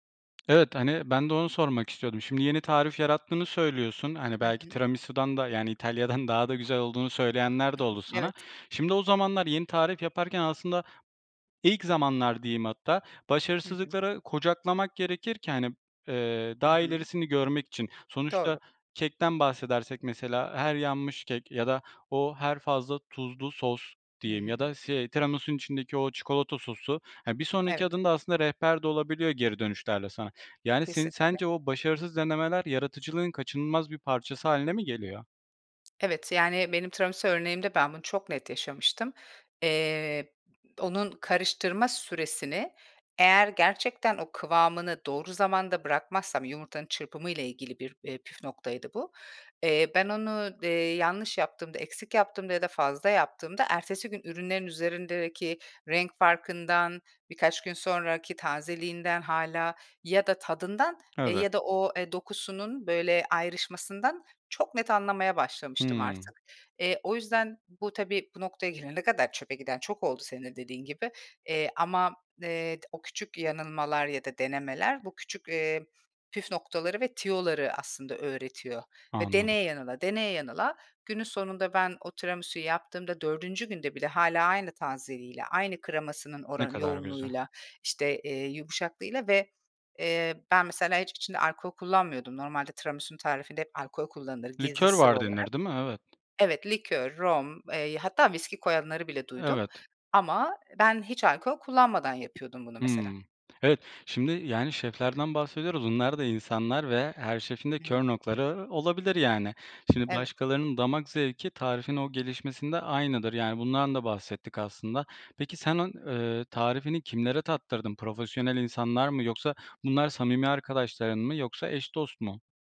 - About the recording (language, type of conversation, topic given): Turkish, podcast, Kendi imzanı taşıyacak bir tarif yaratmaya nereden başlarsın?
- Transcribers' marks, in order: tapping; other background noise; "senin" said as "senın"